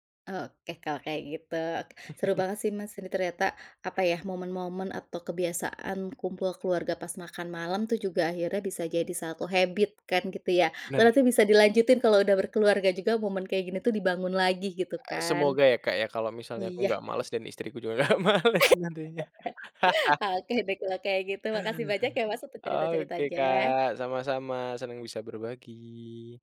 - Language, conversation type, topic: Indonesian, podcast, Bagaimana kebiasaan keluarga kamu berkumpul saat makan malam di rumah?
- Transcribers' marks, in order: laugh; in English: "habit"; tapping; other background noise; laugh; laughing while speaking: "nggak males nantinya"; laugh